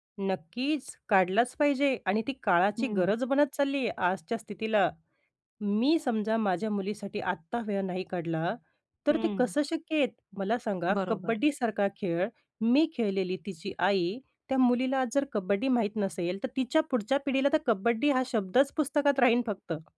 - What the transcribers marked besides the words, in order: tapping
- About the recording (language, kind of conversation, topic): Marathi, podcast, लहानपणी तुला सर्वात जास्त कोणता खेळ आवडायचा?